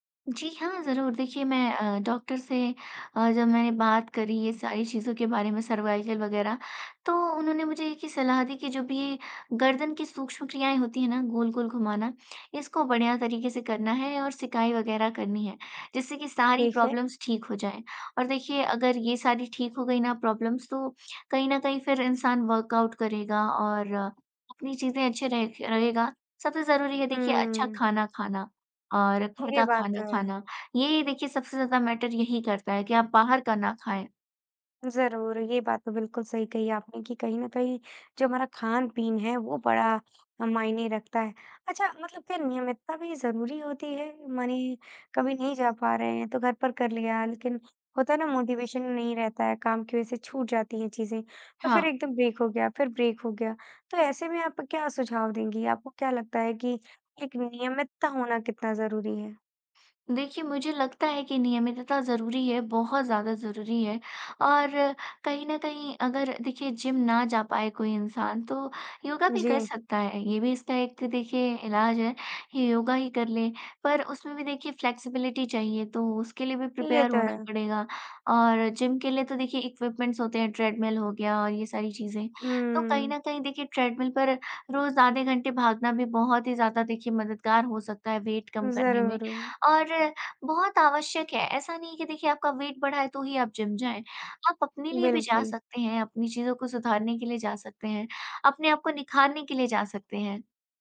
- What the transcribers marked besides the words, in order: in English: "प्रॉब्लम्स"; in English: "प्रॉब्लम्स"; in English: "वर्कआउट"; tapping; in English: "मैटर"; other background noise; in English: "मोटिवेशन"; in English: "ब्रेक"; in English: "ब्रेक"; in English: "फ़्लेक्सिबिलिटी"; in English: "प्रिपेयर"; in English: "इक्विपमेंट्स"; in English: "वेट"; in English: "वेट"
- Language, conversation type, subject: Hindi, podcast, जिम नहीं जा पाएं तो घर पर व्यायाम कैसे करें?